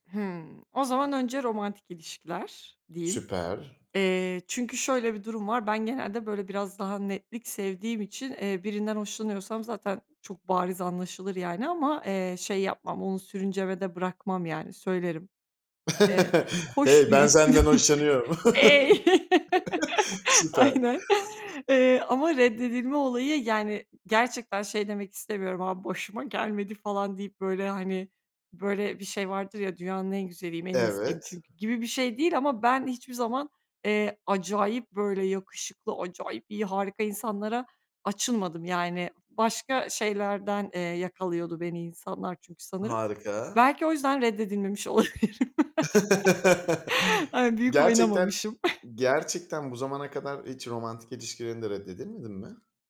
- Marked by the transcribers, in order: tapping; other background noise; chuckle; laughing while speaking: "eee, aynen"; chuckle; put-on voice: "abi başıma gelmedi"; chuckle; laughing while speaking: "olabilirim. Yani, büyük oynamamışım"
- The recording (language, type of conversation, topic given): Turkish, podcast, Reddedilme korkusu iletişimi nasıl etkiler?